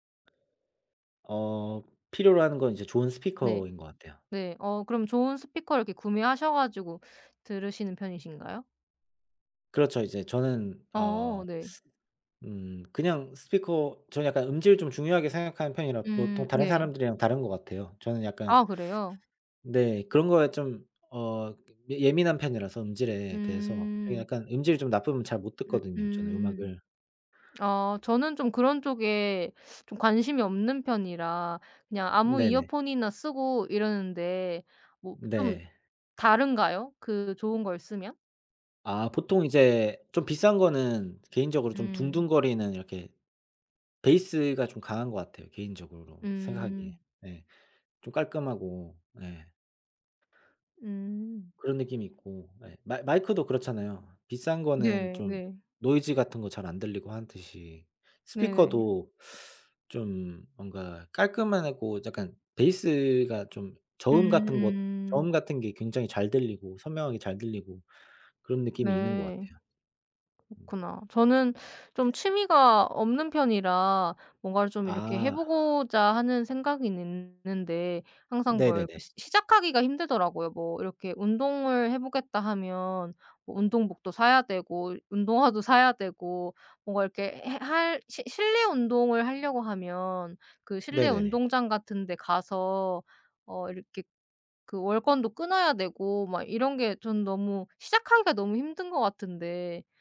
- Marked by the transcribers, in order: tapping; other background noise
- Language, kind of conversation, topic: Korean, unstructured, 기분 전환할 때 추천하고 싶은 취미가 있나요?